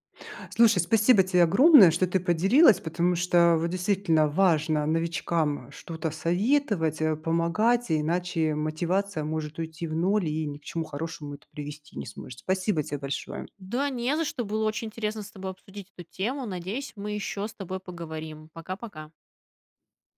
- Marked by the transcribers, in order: tapping
- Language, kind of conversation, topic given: Russian, podcast, Какие простые практики вы бы посоветовали новичкам?